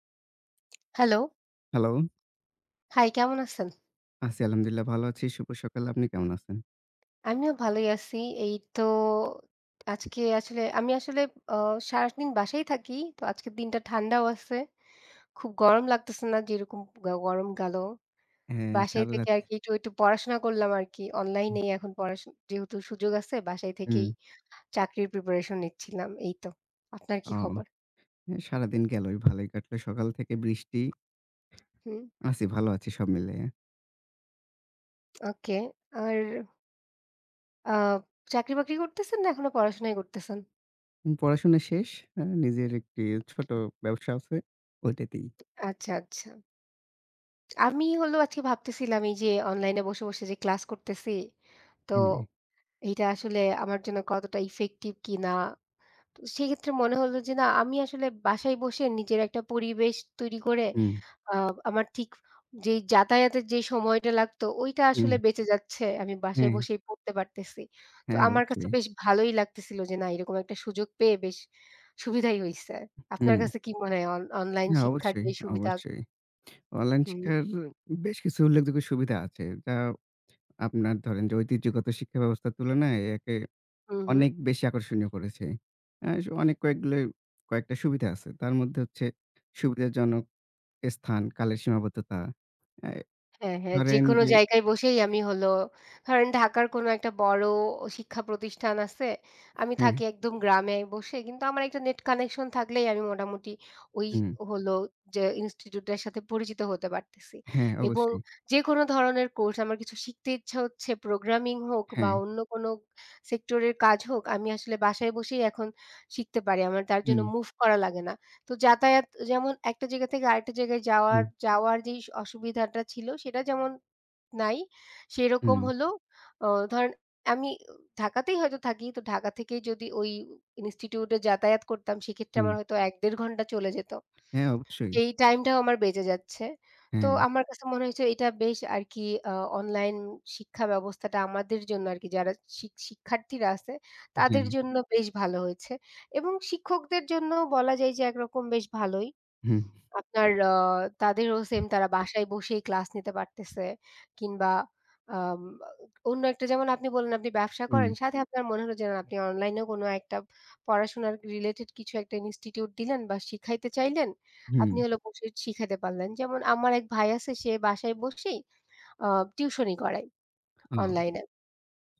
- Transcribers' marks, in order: tapping; other noise; other background noise
- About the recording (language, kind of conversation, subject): Bengali, unstructured, অনলাইন শিক্ষার সুবিধা ও অসুবিধাগুলো কী কী?